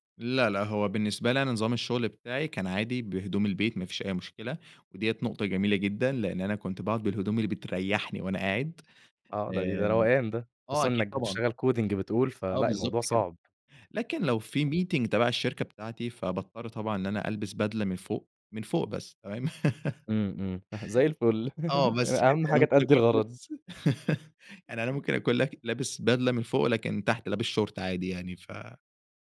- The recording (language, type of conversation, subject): Arabic, podcast, إزاي تخلي البيت مناسب للشغل والراحة مع بعض؟
- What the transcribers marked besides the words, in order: in English: "Coding"; tapping; in English: "Meeting"; laugh; laugh